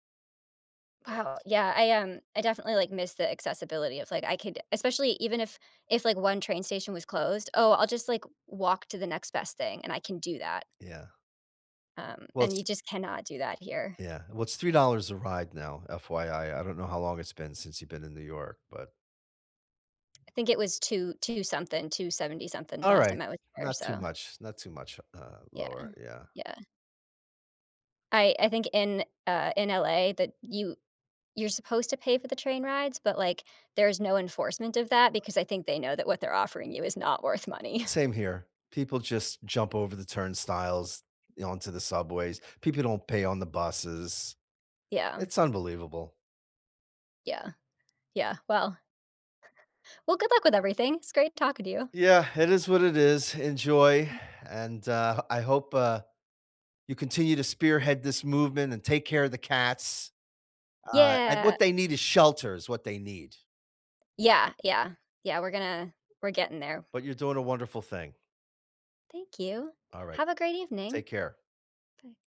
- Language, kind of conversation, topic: English, unstructured, What changes would improve your local community the most?
- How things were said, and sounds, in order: other background noise; laughing while speaking: "ride"; tapping; chuckle; chuckle